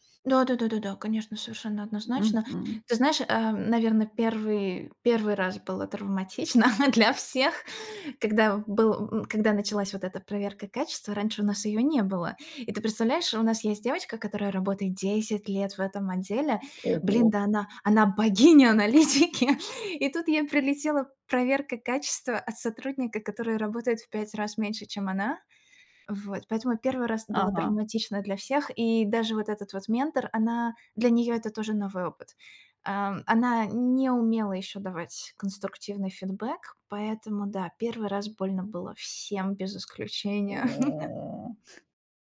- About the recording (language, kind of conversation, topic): Russian, advice, Как вы отреагировали, когда ваш наставник резко раскритиковал вашу работу?
- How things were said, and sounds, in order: laughing while speaking: "для всех"; laughing while speaking: "она, она богиня аналитики"; grunt; chuckle